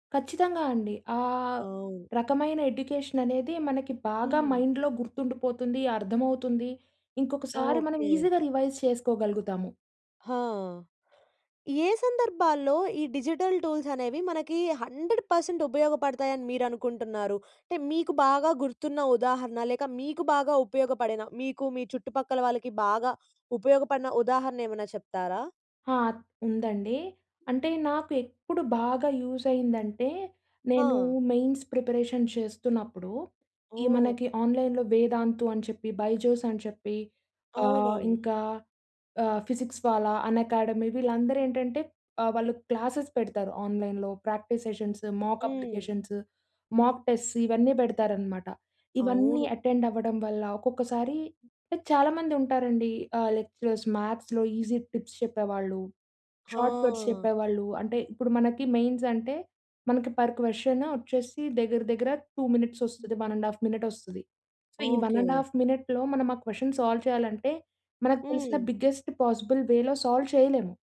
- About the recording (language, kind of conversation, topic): Telugu, podcast, డిజిటల్ సాధనాలు విద్యలో నిజంగా సహాయపడాయా అని మీరు భావిస్తున్నారా?
- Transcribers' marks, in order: in English: "ఎడ్యుకేషన్"; in English: "మైండ్‌లో"; in English: "ఈజీ‌గా రివైజ్"; in English: "డిజిటల్ టూల్స్"; in English: "హండ్రెడ్ పర్సెంట్"; in English: "యూజ్"; in English: "మెయిన్స్ ప్రిపరేషన్"; in English: "ఆన్లైన్‌లో వేదాంతు"; in English: "బైజోస్"; in English: "ఫిజిక్స్ వాలా, అన్ఎకాడమీ"; in English: "క్లాసెస్"; in English: "ఆన్లైన్‌లో ప్రాక్టీస్ సెషన్స్, మాక్ అప్లికేషన్స్, మాక్ టెస్ట్స్"; in English: "అటెండ్"; in English: "లైక్"; in English: "లెక్చరర్స్ మ్యాథ్స్‌లో ఈజీ టిప్స్"; other background noise; in English: "షార్ట్కట్స్"; in English: "మెయిన్స్"; in English: "పర్ క్వశ్చన్"; in English: "టూ మినిట్స్"; in English: "వన్ అండ్ హాఫ్ మినిట్"; in English: "సో"; in English: "వన్ అండ్ హాఫ్ మినిట్‌లో"; in English: "క్వశ్చన్ సాల్వ్"; in English: "బిగ్గెస్ట్ పాజిబుల్ వేలో సాల్వ్"